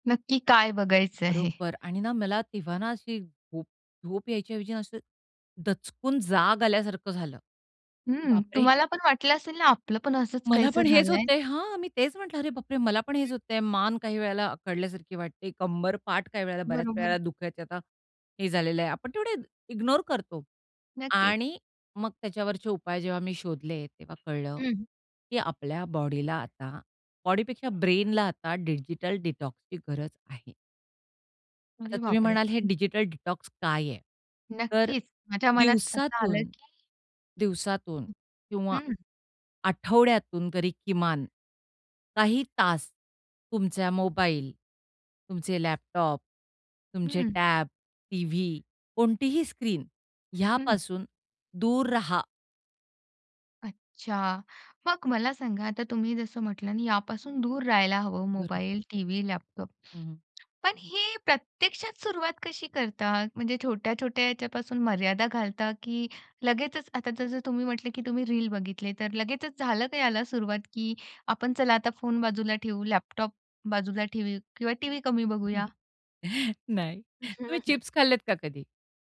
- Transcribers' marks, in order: other background noise; surprised: "बापरे!"; tapping; surprised: "अरे बापरे!"; in English: "ब्रेनला"; in English: "डिजिटल डिटॉक्सची"; surprised: "अरे बापरे!"; in English: "डिजिटल डिटॉक्स"; other noise; chuckle
- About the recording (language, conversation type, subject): Marathi, podcast, डिजिटल डीटॉक्स कधी आणि कसा करतोस?